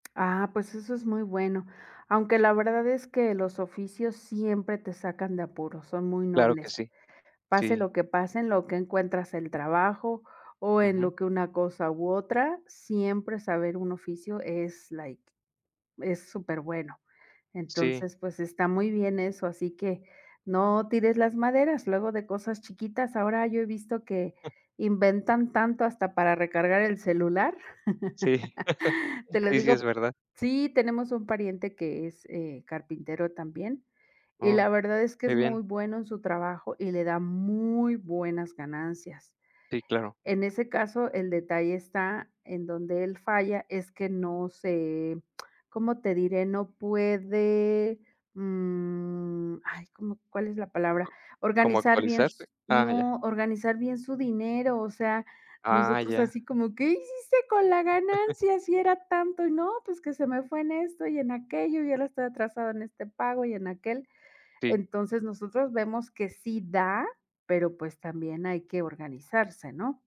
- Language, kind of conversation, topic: Spanish, unstructured, ¿Qué sueñas lograr en los próximos cinco años?
- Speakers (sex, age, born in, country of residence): female, 45-49, Mexico, Mexico; male, 35-39, Mexico, Mexico
- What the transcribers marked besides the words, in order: tapping; in English: "like"; chuckle; chuckle; stressed: "muy"; drawn out: "mm"; other noise; put-on voice: "¿qué hiciste con la ganancia si era tanto?"; chuckle